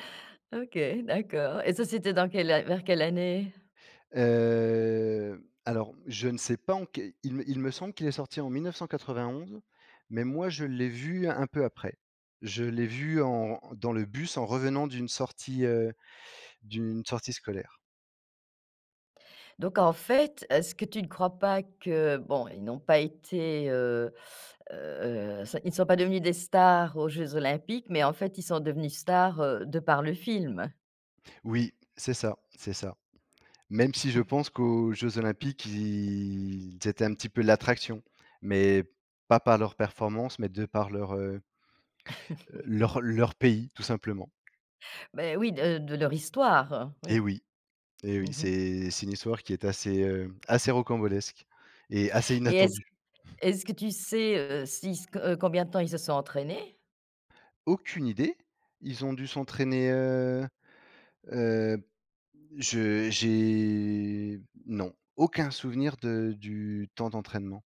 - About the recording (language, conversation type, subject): French, podcast, Quels films te reviennent en tête quand tu repenses à ton adolescence ?
- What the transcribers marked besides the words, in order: drawn out: "Heu"; chuckle; drawn out: "ils"; laugh; tapping; drawn out: "j'ai"